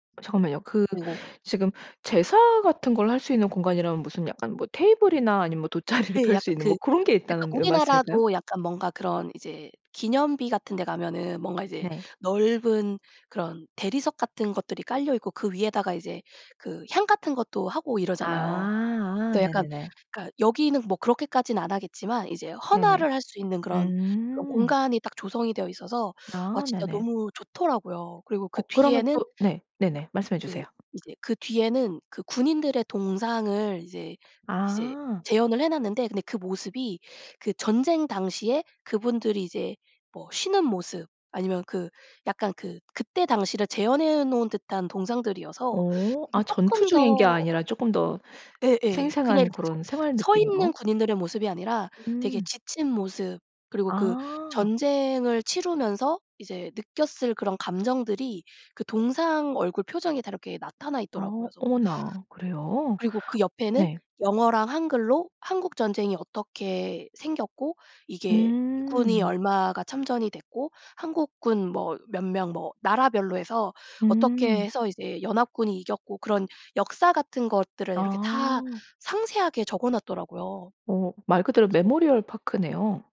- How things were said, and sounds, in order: other background noise; laughing while speaking: "돗자리를"; tapping; in English: "메모리얼 파크네요"
- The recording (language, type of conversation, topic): Korean, podcast, 그곳에 서서 역사를 실감했던 장소가 있다면, 어디인지 이야기해 주실래요?